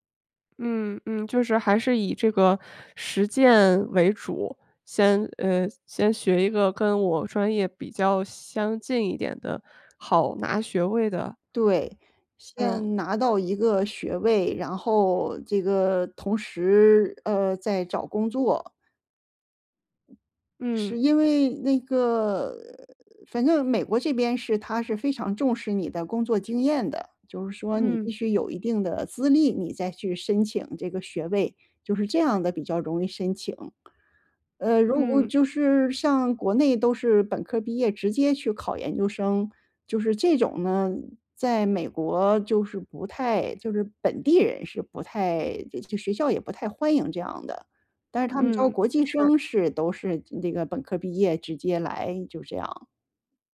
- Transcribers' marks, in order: other noise; other background noise
- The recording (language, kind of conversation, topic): Chinese, advice, 你是否考虑回学校进修或重新学习新技能？